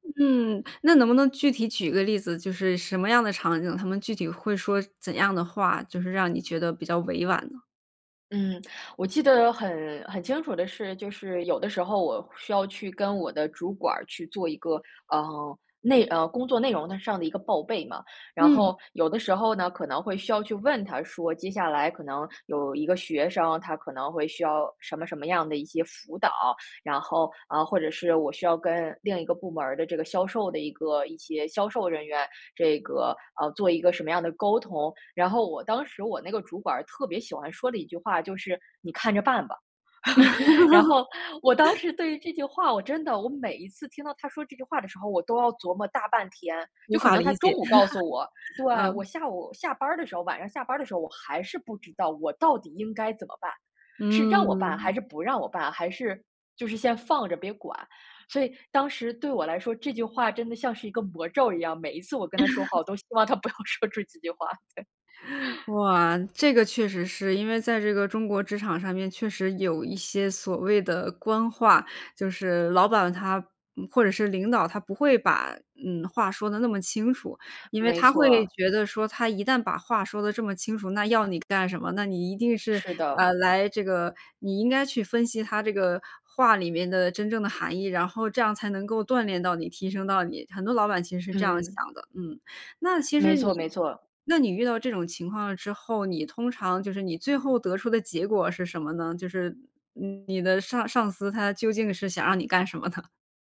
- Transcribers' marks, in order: other noise; laugh; inhale; laugh; laugh; laughing while speaking: "嗯"; laugh; laughing while speaking: "我都希望他不要说这几句话。对"; chuckle; laughing while speaking: "哇"; laugh; laughing while speaking: "干什么呢？"
- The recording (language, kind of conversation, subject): Chinese, podcast, 回国后再适应家乡文化对你来说难吗？